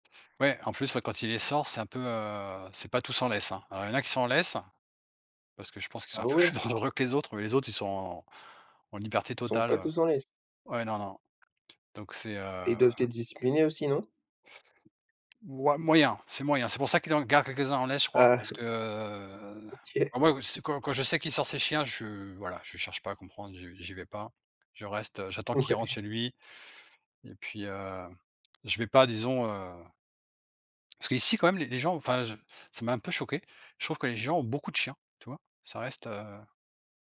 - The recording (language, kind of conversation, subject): French, unstructured, Les chiens de certaines races sont-ils plus dangereux que d’autres ?
- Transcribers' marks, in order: laughing while speaking: "plus dangereux"; tapping; other background noise; chuckle; laughing while speaking: "OK"; drawn out: "heu"; laughing while speaking: "Ouais"